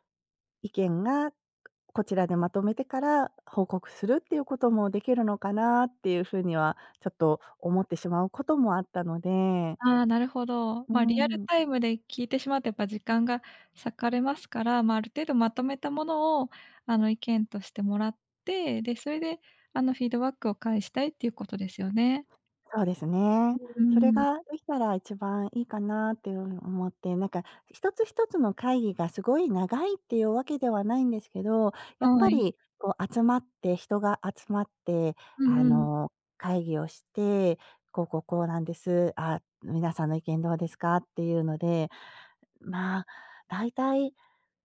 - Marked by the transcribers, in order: tapping; other background noise; unintelligible speech
- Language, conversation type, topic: Japanese, advice, 会議が長引いて自分の仕事が進まないのですが、どうすれば改善できますか？